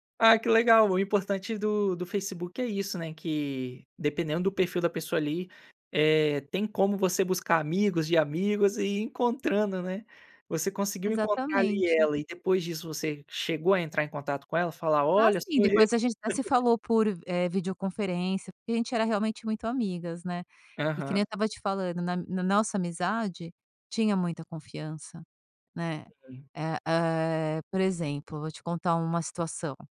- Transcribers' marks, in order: chuckle
- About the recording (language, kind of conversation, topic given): Portuguese, podcast, O que é essencial, para você, em uma parceria a dois?